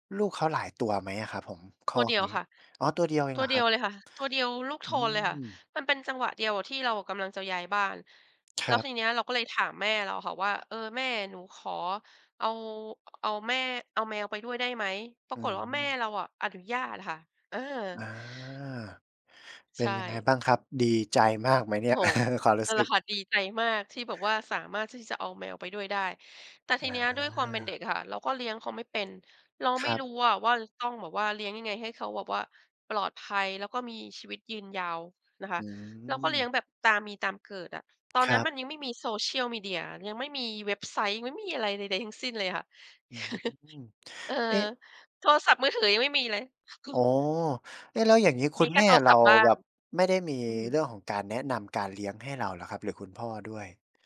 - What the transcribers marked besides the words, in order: chuckle; chuckle; chuckle
- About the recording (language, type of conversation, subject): Thai, podcast, คุณฝึกการให้อภัยตัวเองยังไงบ้าง?